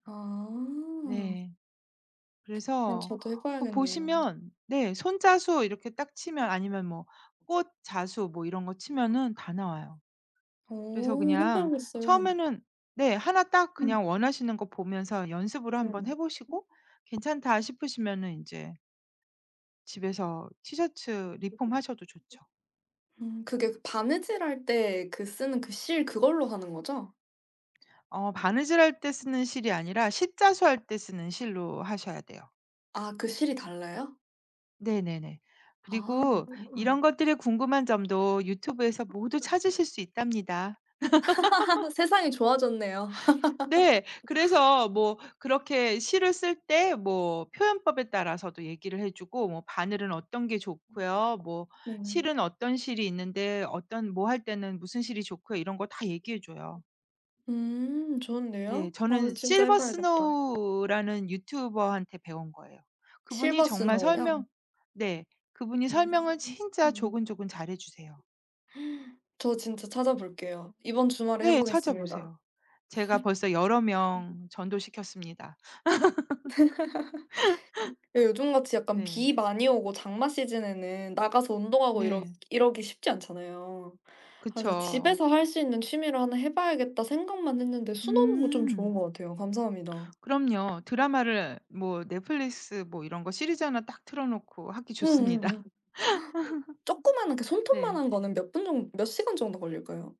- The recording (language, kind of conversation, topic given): Korean, unstructured, 취미를 시작할 때 가장 중요한 것은 무엇일까요?
- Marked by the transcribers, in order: other background noise; unintelligible speech; unintelligible speech; tapping; unintelligible speech; unintelligible speech; unintelligible speech; laugh; laugh; unintelligible speech; unintelligible speech; gasp; laugh; unintelligible speech; laugh; laugh; gasp; laughing while speaking: "좋습니다"; laugh